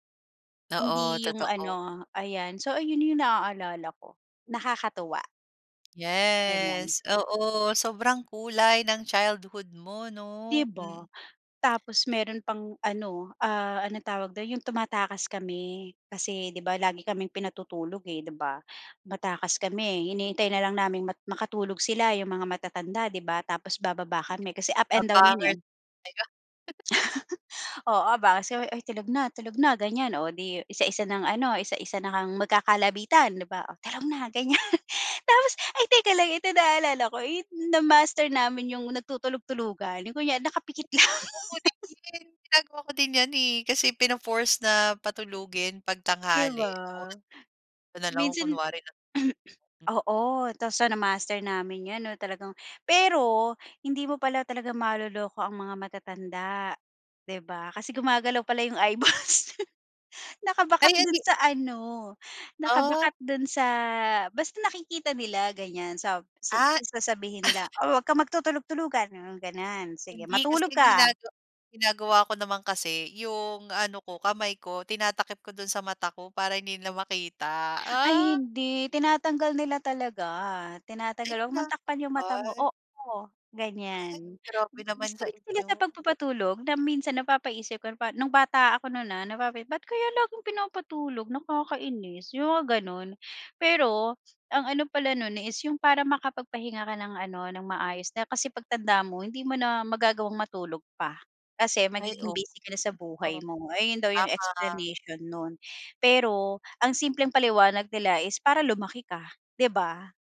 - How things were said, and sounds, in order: chuckle; laugh; laughing while speaking: "ganiyan"; joyful: "Tapos ay teka lang, ito naalala ko, 'yung na-master namin"; laughing while speaking: "lang"; unintelligible speech; throat clearing; unintelligible speech; laughing while speaking: "eyeballs"; chuckle; tapping
- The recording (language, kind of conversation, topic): Filipino, podcast, Ano ang unang alaala mo tungkol sa pamilya noong bata ka?